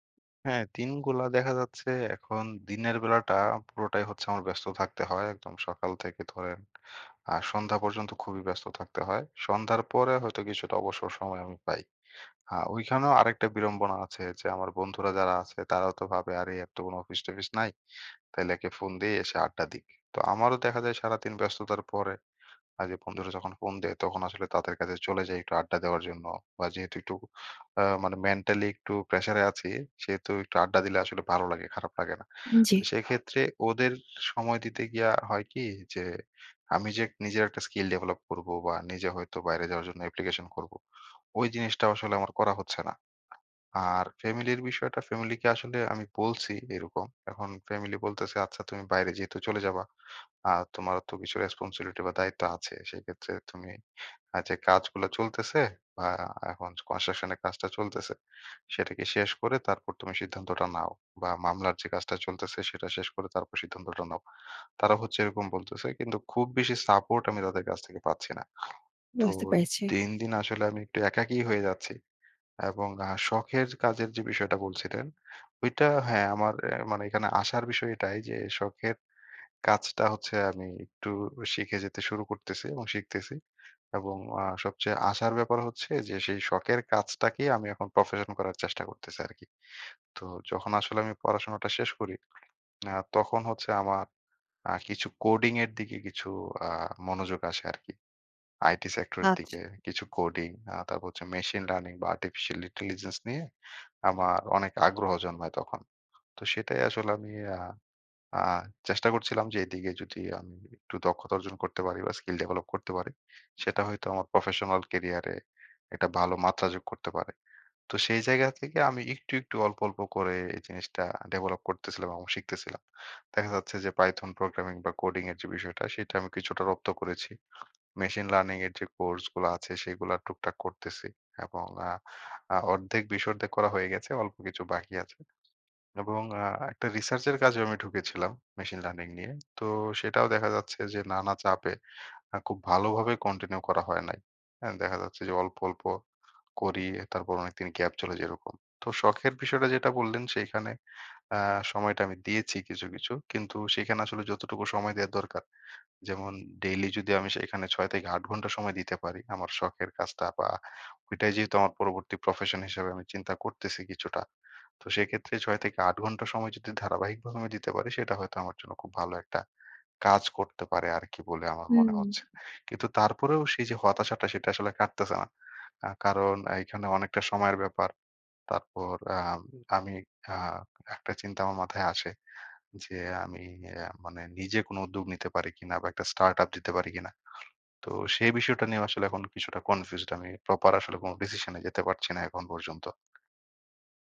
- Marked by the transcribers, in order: in English: "construction"; in English: "coding"; in English: "coding"; in English: "machine learning"; in English: "artificial intelligence"; in English: "python programming"; in English: "coding"; in English: "machine learning"; in English: "machine learning"; in English: "continue"; in English: "start-up"
- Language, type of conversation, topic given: Bengali, advice, অবসরের পর জীবনে নতুন উদ্দেশ্য কীভাবে খুঁজে পাব?